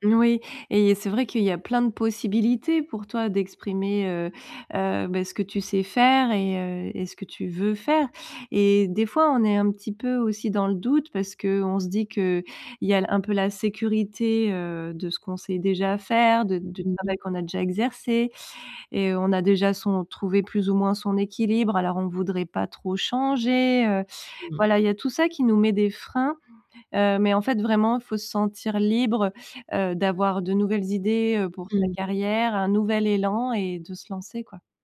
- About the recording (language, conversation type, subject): French, advice, Pourquoi est-ce que je doute de ma capacité à poursuivre ma carrière ?
- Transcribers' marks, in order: stressed: "changer"